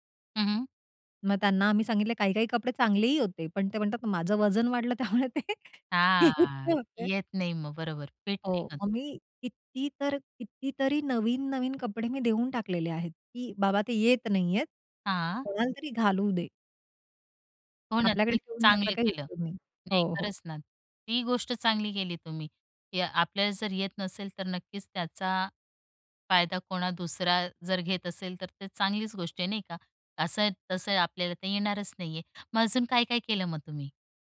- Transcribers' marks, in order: drawn out: "हां"; laughing while speaking: "त्यामुळे ते होते"; other background noise; unintelligible speech; in English: "फिट"
- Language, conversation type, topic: Marathi, podcast, अनावश्यक वस्तू कमी करण्यासाठी तुमचा उपाय काय आहे?